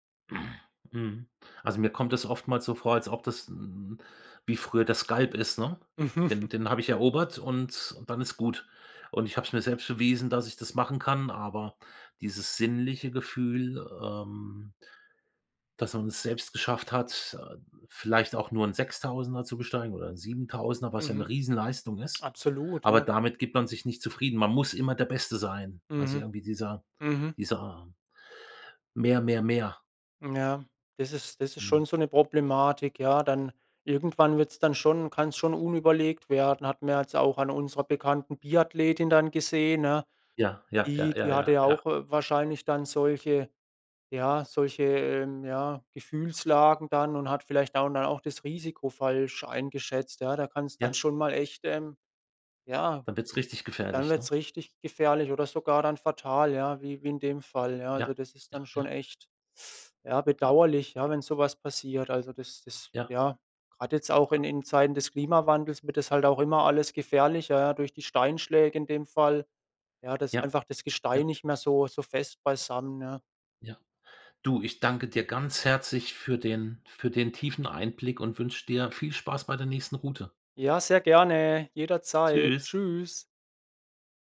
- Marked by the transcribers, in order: throat clearing; laughing while speaking: "Mhm"; teeth sucking
- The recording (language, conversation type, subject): German, podcast, Erzählst du mir von deinem schönsten Naturerlebnis?